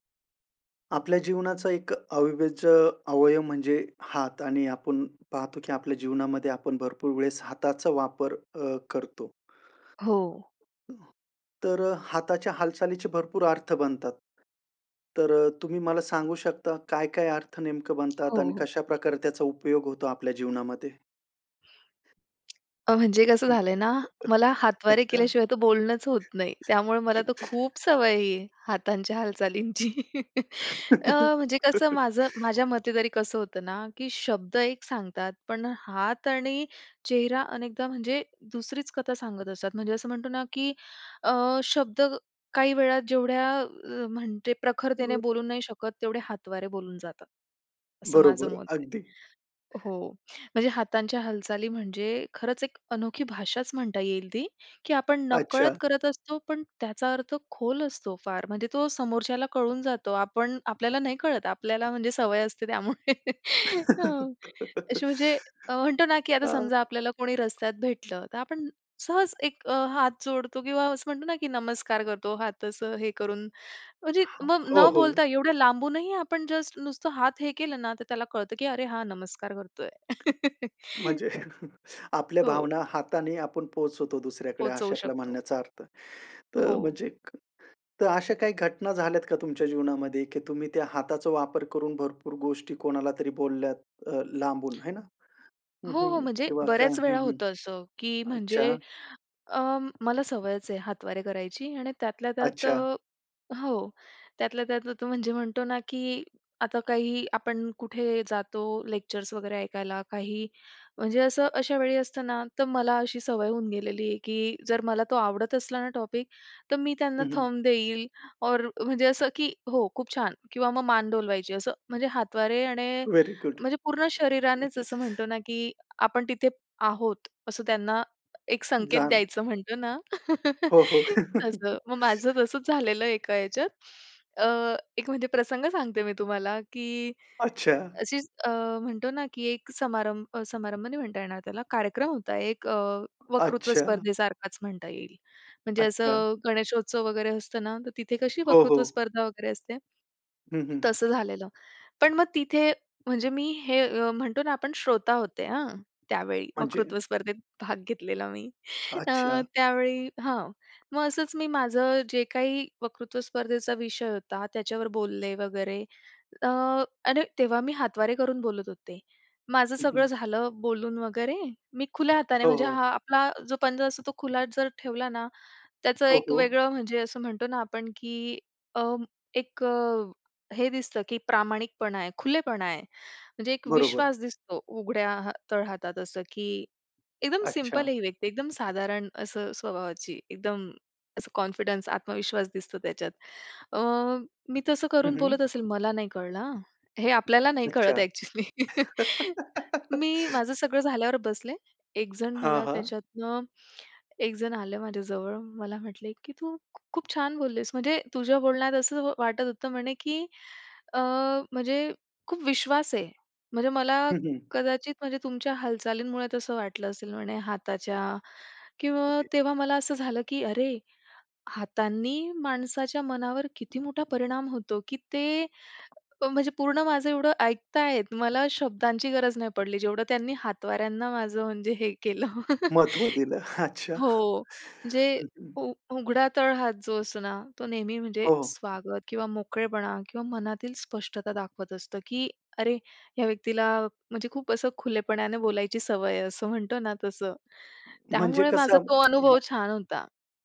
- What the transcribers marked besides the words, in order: other noise; other background noise; tapping; chuckle; laughing while speaking: "अच्छा"; chuckle; laugh; unintelligible speech; chuckle; chuckle; laugh; in English: "टॉपिक"; in English: "व्हेरी गुड"; chuckle; chuckle; in English: "कॉन्फिडन्स"; laugh; chuckle; chuckle; unintelligible speech
- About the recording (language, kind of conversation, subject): Marathi, podcast, हातांच्या हालचालींचा अर्थ काय असतो?